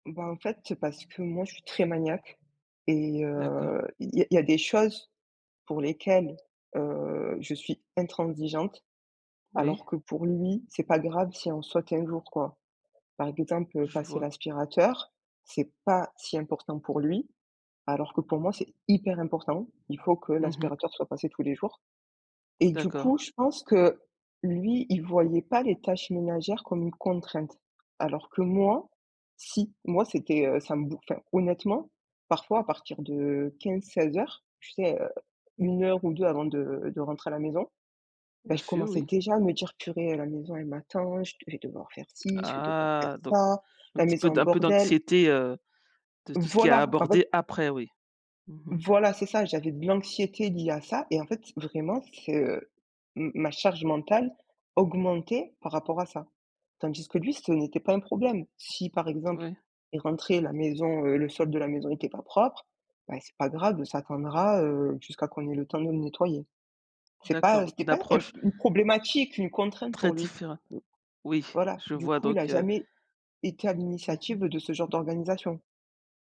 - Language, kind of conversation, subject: French, podcast, Comment peut-on partager équitablement les tâches ménagères ?
- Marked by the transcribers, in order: stressed: "hyper"; tapping; other background noise; drawn out: "Ah"; stressed: "Voilà"; stressed: "après"